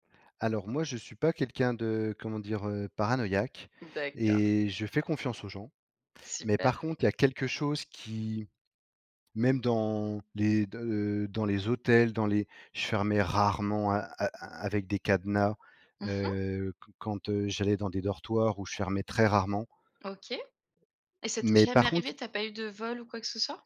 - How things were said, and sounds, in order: stressed: "rarement"
- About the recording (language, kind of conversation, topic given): French, podcast, Comment gères-tu ta sécurité quand tu voyages seul ?